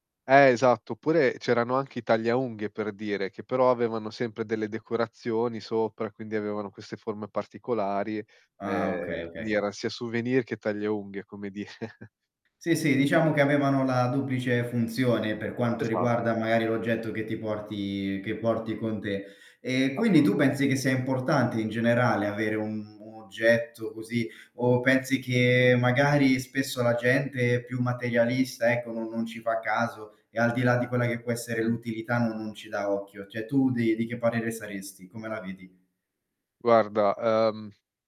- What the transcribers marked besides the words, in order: static; laughing while speaking: "dire"; tapping; drawn out: "porti"; distorted speech
- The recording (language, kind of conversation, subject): Italian, unstructured, C’è un oggetto che porti sempre con te e che ha una storia particolare?